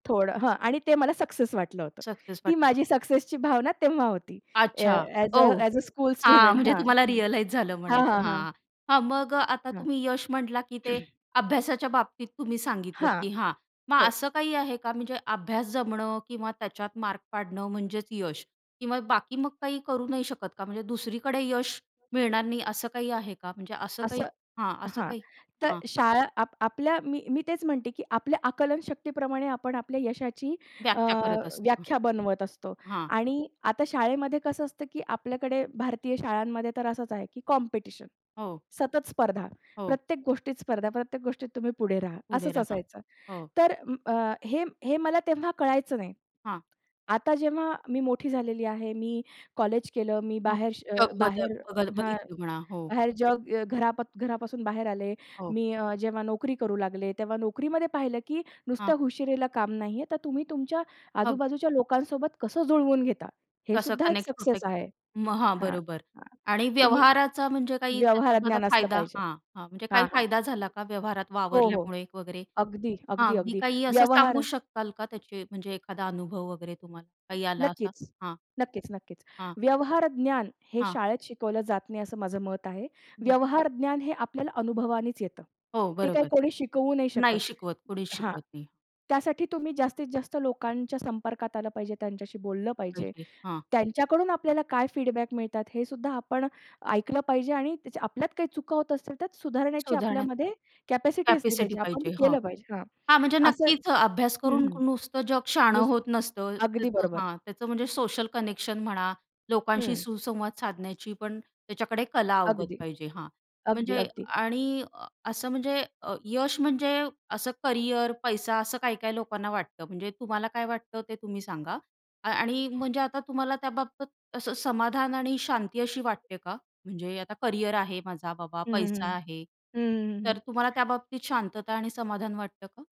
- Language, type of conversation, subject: Marathi, podcast, तुम्ही कधी यशाची व्याख्या बदलली आहे का?
- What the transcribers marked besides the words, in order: other background noise; tapping; laughing while speaking: "म्हणजे तुम्हाला रिअलाईज झालं म्हणायचं"; in English: "रिअलाईज"; in English: "स्कूल स्टुडंट"; throat clearing; other noise; unintelligible speech; in English: "कनेक्ट"; unintelligible speech; in English: "फीडबॅक"